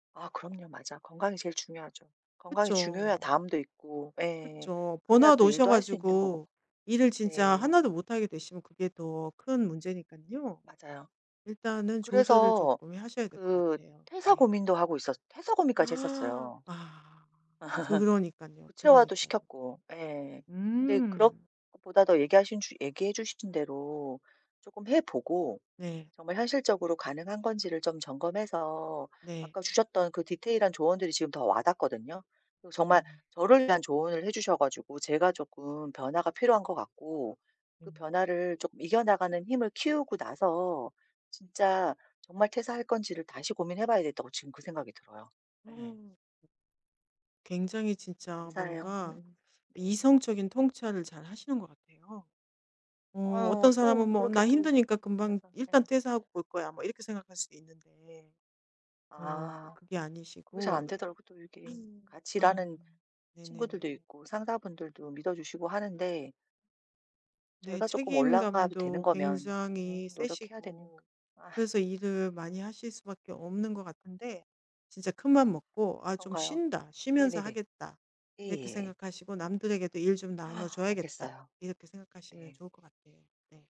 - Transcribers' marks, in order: tapping; other background noise; gasp; laugh; gasp; inhale; laughing while speaking: "아"; inhale
- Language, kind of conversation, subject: Korean, advice, 사람들 앞에서 긴장하거나 불안할 때 어떻게 대처하면 도움이 될까요?
- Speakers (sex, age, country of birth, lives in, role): female, 40-44, South Korea, South Korea, user; female, 50-54, South Korea, Germany, advisor